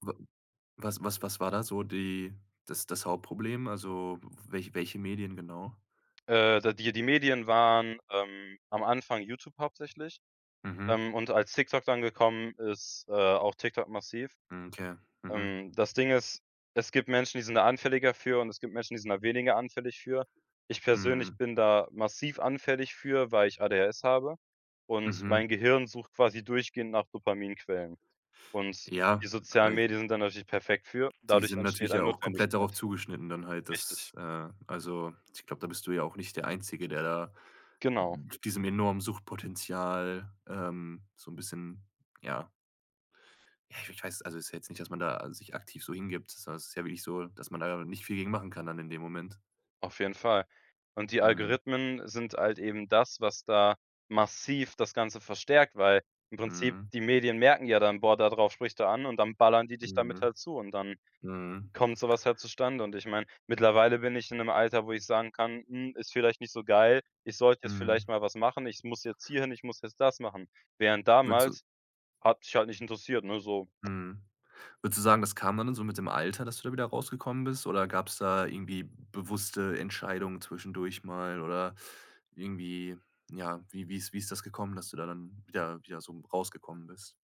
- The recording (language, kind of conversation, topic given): German, podcast, Wie prägen Algorithmen unseren Medienkonsum?
- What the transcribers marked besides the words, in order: other noise